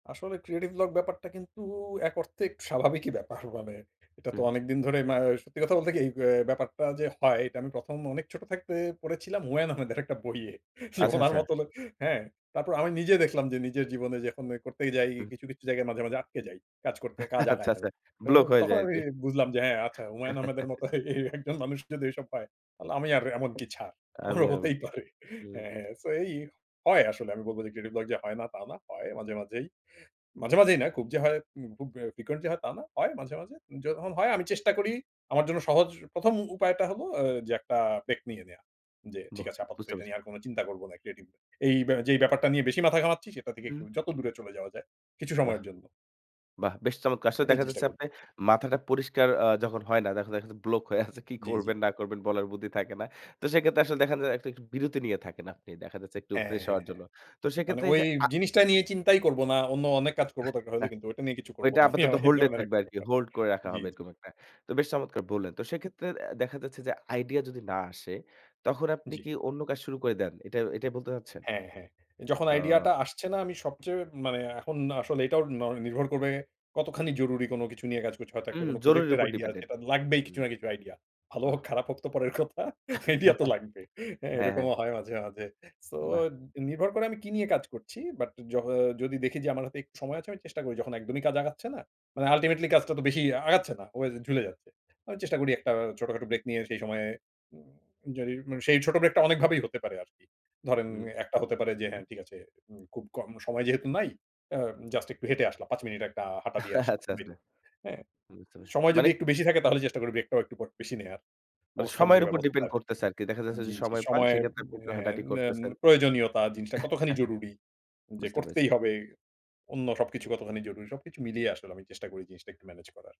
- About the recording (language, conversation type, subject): Bengali, podcast, আপনি কীভাবে সৃজনশীলতার বাধা ভেঙে ফেলেন?
- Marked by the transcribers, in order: laughing while speaking: "যে, উনার মত লোক হ্যাঁ"; laughing while speaking: "আচ্ছা, আচ্ছা"; chuckle; laughing while speaking: "এ একজন মানুষ যদি ওইসব পায়"; "তাহলে" said as "তাল"; other background noise; laughing while speaking: "আমারও হতেই পারে। হ্যাঁ, হ্যাঁ"; in English: "frequent"; chuckle; laughing while speaking: "আমি, আমি এই ধরনের একটা ব্যাপার"; chuckle; laughing while speaking: "পরের কথা। আইডিয়া তো লাগবেই"; in English: "ultimately"; laughing while speaking: "আচ্ছা, আচ্ছা"; chuckle